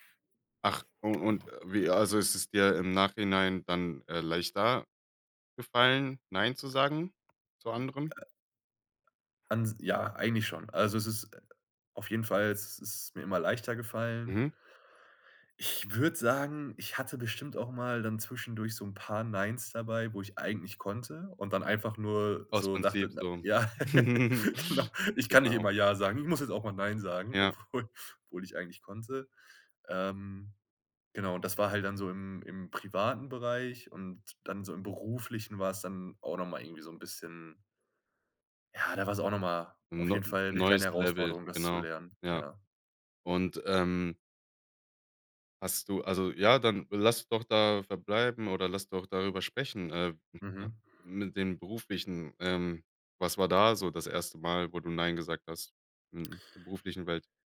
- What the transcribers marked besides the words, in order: other background noise; chuckle; laughing while speaking: "genau"; chuckle; laughing while speaking: "obwohl"; unintelligible speech
- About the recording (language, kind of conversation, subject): German, podcast, Wann hast du zum ersten Mal bewusst „Nein“ gesagt und dich dadurch freier gefühlt?